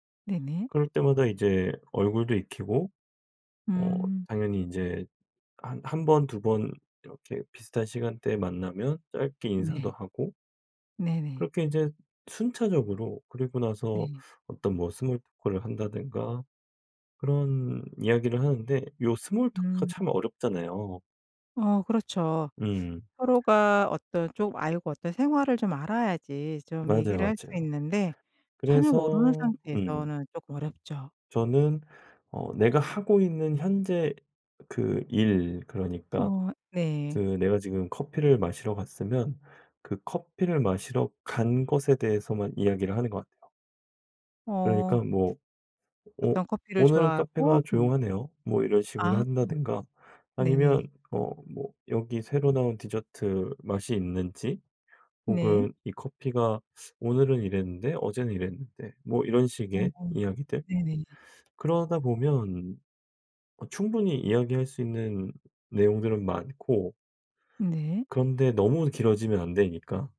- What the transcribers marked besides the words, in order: tapping; in English: "스몰 토크를"; in English: "스몰 토크가"; other background noise
- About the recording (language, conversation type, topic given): Korean, podcast, 새로운 동네에서 자연스럽게 친구를 사귀는 쉬운 방법은 무엇인가요?